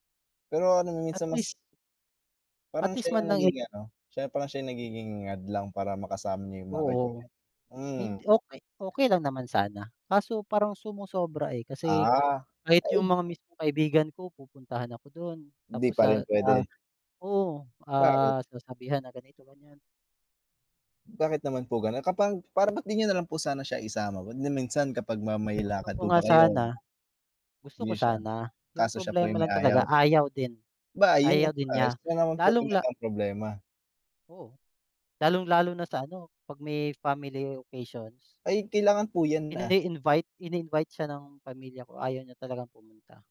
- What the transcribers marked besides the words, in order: tapping; other background noise
- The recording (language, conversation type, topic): Filipino, unstructured, Ano ang nararamdaman mo kapag iniwan ka ng taong mahal mo?